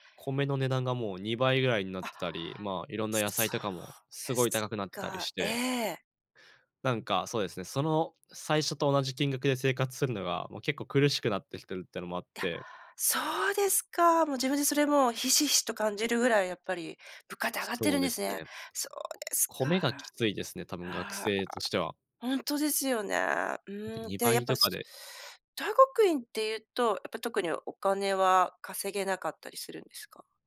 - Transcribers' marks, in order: none
- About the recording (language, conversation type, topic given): Japanese, advice, 選択を迫られ、自分の価値観に迷っています。どうすれば整理して決断できますか？